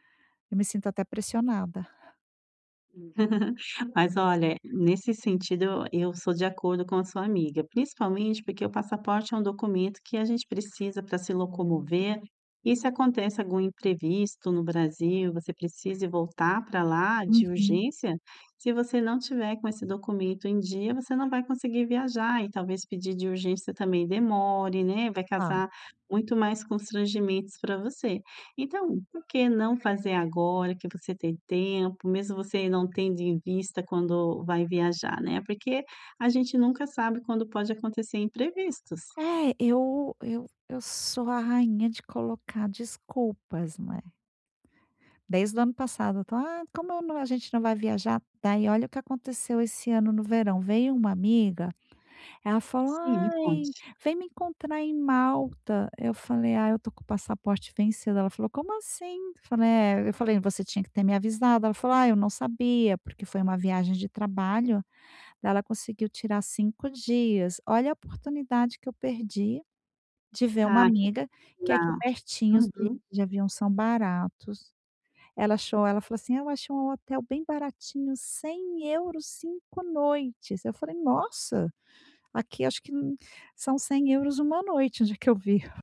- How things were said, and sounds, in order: giggle; background speech; put-on voice: "Ai, vem me encontrar em Malta"
- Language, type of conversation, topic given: Portuguese, advice, Como posso organizar minhas prioridades quando tudo parece urgente demais?